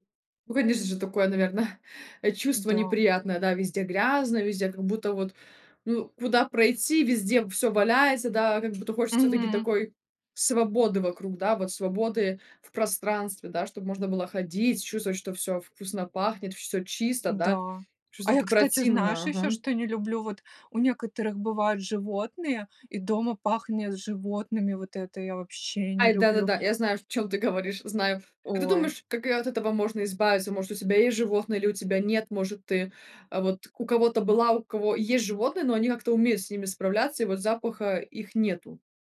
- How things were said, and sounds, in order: chuckle; tapping
- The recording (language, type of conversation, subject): Russian, podcast, Как ты создаёшь уютное личное пространство дома?